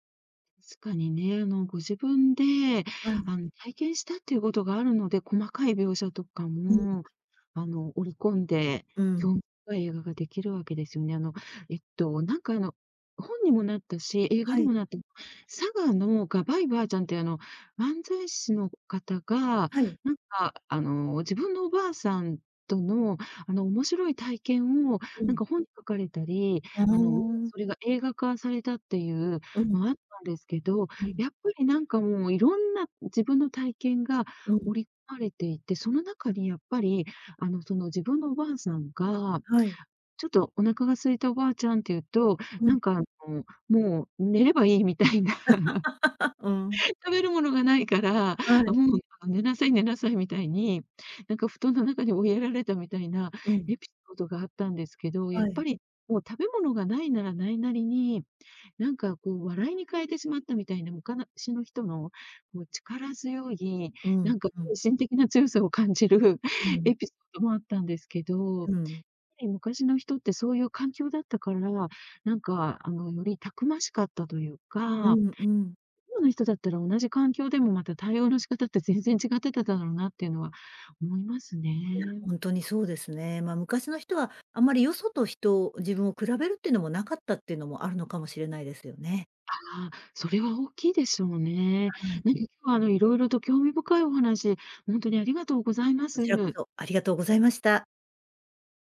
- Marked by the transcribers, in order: laugh; chuckle; unintelligible speech; other background noise
- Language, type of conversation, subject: Japanese, podcast, 祖父母から聞いた面白い話はありますか？